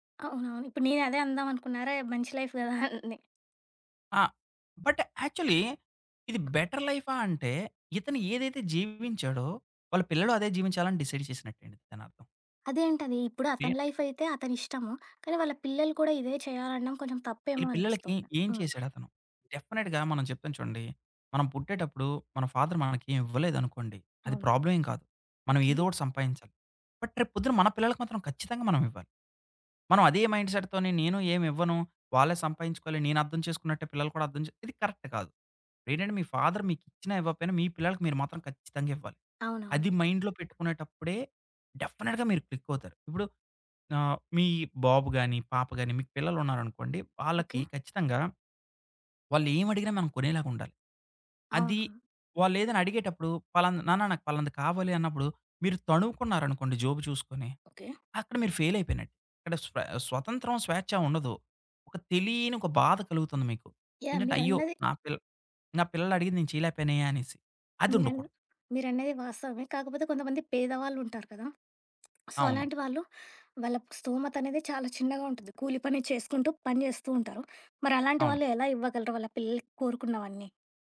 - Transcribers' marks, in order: in English: "లైఫ్"; in English: "బట్ యాక్చువల్లీ"; in English: "బెటర్"; other background noise; in English: "డిసైడ్"; in English: "డెఫినెట్‌గా"; in English: "ఫాదర్"; in English: "బట్"; tapping; in English: "మైండ్ సెట్‌తోని"; in English: "కరెక్ట్"; in English: "ఫాదర్"; in English: "మైండ్‌లో"; in English: "డెఫినెట్‌గా"; in English: "సో"
- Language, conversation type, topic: Telugu, podcast, డబ్బు లేదా స్వేచ్ఛ—మీకు ఏది ప్రాధాన్యం?